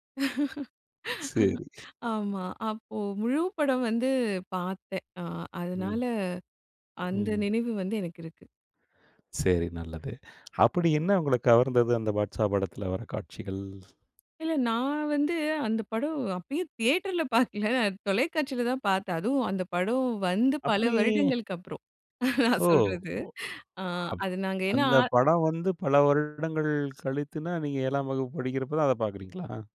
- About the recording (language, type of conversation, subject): Tamil, podcast, முதல் முறையாக நீங்கள் பார்த்த படம் குறித்து உங்களுக்கு நினைவில் இருப்பது என்ன?
- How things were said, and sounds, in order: laugh; other noise; tapping; chuckle